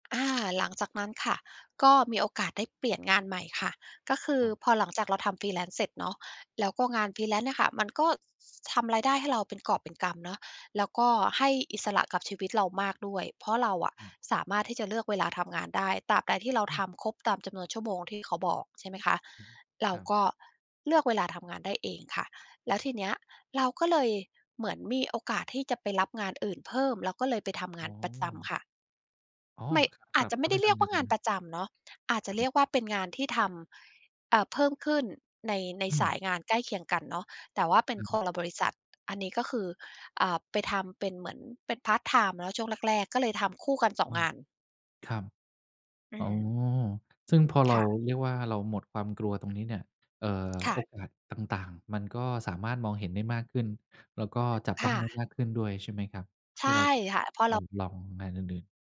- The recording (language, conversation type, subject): Thai, podcast, ตอนเปลี่ยนงาน คุณกลัวอะไรมากที่สุด และรับมืออย่างไร?
- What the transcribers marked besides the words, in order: tapping; in English: "freelance"; in English: "freelance"; other background noise